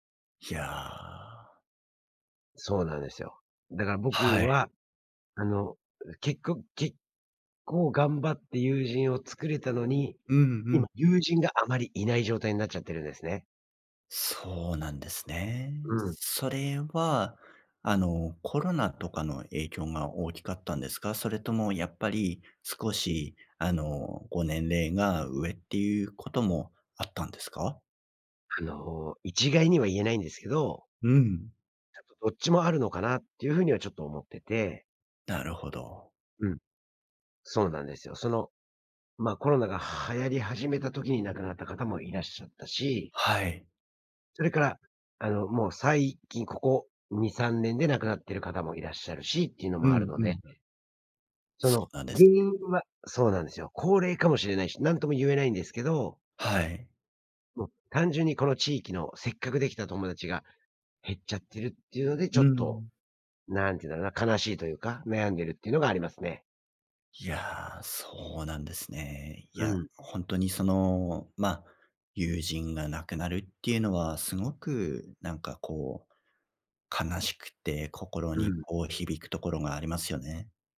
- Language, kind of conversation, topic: Japanese, advice, 引っ越してきた地域で友人がいないのですが、どうやって友達を作ればいいですか？
- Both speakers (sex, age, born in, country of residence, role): male, 35-39, Japan, Japan, advisor; male, 45-49, Japan, United States, user
- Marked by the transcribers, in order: other background noise